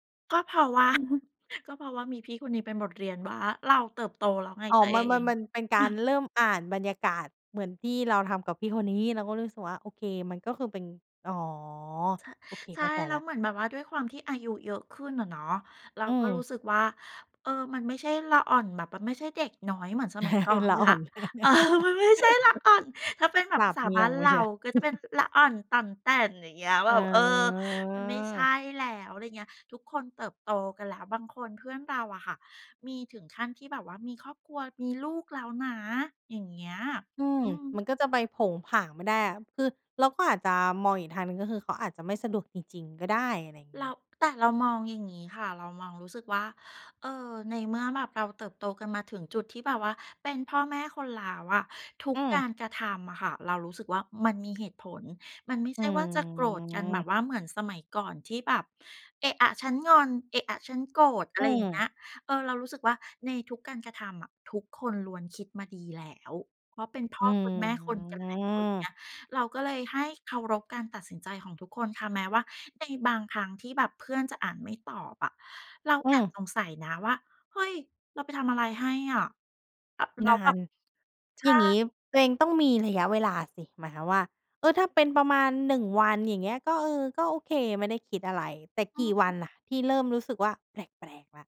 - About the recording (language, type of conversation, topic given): Thai, podcast, เมื่อเห็นว่าคนอ่านแล้วไม่ตอบ คุณทำอย่างไรต่อไป?
- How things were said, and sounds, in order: chuckle; chuckle; chuckle; laugh; laughing while speaking: "เออ มันไม่ใช่ละอ่อน"; chuckle; drawn out: "อ๋อ"; drawn out: "อืม"; drawn out: "อืม"